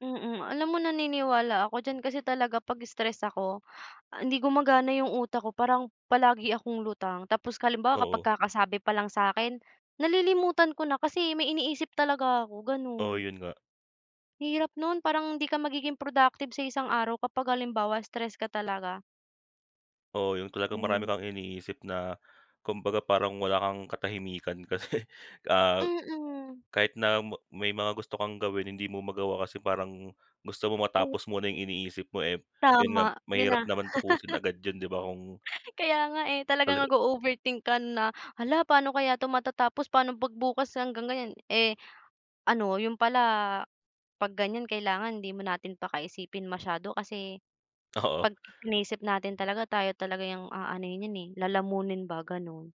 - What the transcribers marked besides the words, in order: laughing while speaking: "kasi"; laugh; snort; laughing while speaking: "Oo"
- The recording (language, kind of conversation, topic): Filipino, unstructured, Paano mo inilalarawan ang pakiramdam ng stress sa araw-araw?